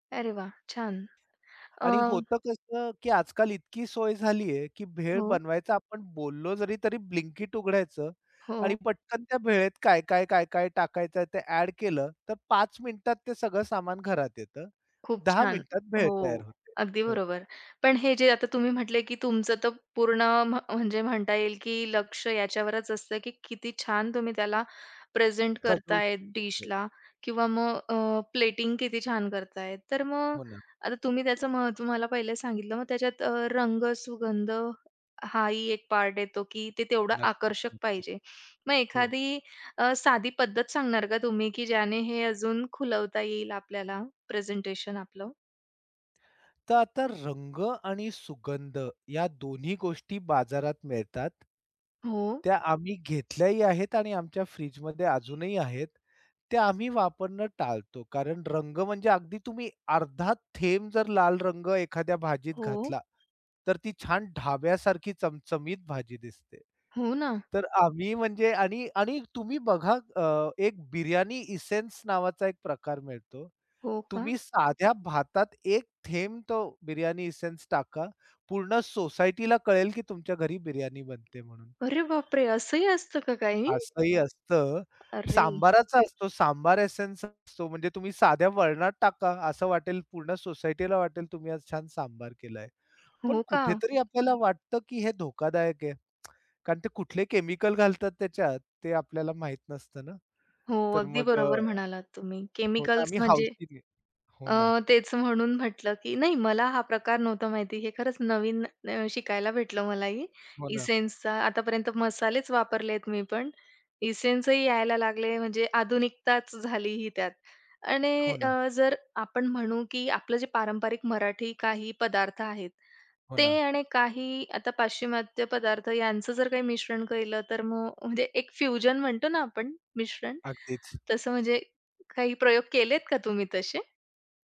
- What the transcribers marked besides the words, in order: other noise; other background noise; in English: "एसेन्स"; in English: "एसेन्स"; tapping; horn; in English: "एसेन्स"; lip smack; in English: "एसेन्सचा"; in English: "एसेन्सही"; in English: "फ्युजन"
- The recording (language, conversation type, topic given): Marathi, podcast, स्वयंपाक अधिक सर्जनशील करण्यासाठी तुमचे काही नियम आहेत का?
- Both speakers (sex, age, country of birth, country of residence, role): female, 25-29, India, India, host; male, 45-49, India, India, guest